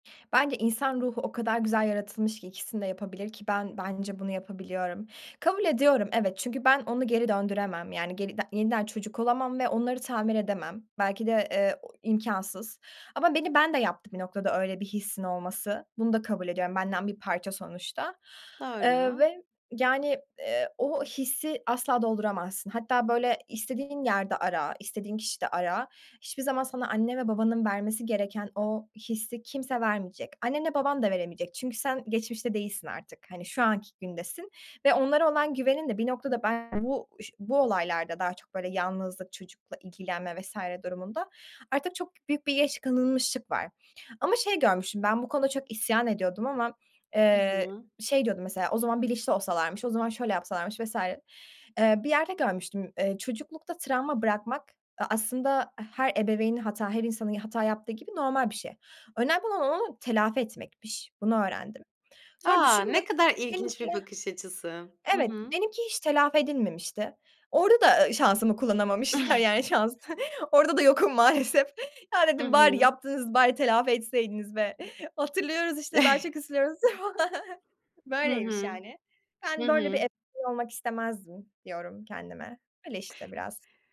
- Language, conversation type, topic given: Turkish, podcast, Yalnızlıkla başa çıkarken destek ağları nasıl yardımcı olur?
- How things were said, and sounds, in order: other background noise; chuckle; laughing while speaking: "kullanamamışlar, yani, şans. Orada da … daha çok üzülüyoruz"; chuckle; chuckle; unintelligible speech